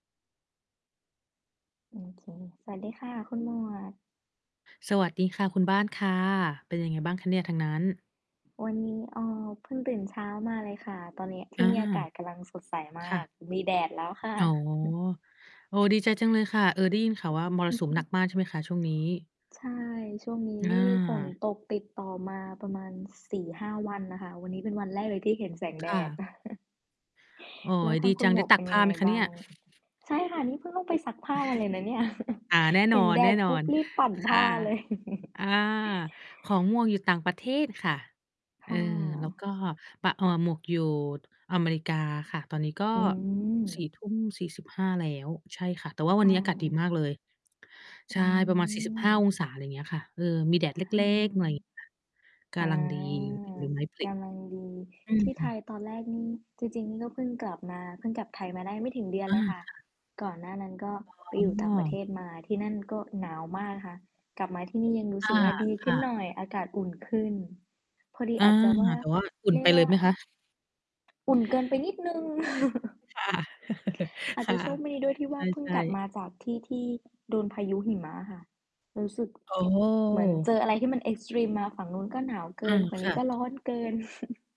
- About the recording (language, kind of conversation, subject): Thai, unstructured, การเปลี่ยนแปลงสภาพภูมิอากาศส่งผลต่อชีวิตของเราอย่างไรบ้าง?
- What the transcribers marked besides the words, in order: static; tapping; chuckle; distorted speech; other background noise; chuckle; chuckle; chuckle; laughing while speaking: "ค่ะ"; chuckle; tsk; in English: "เอ็กซ์ตรีม"; chuckle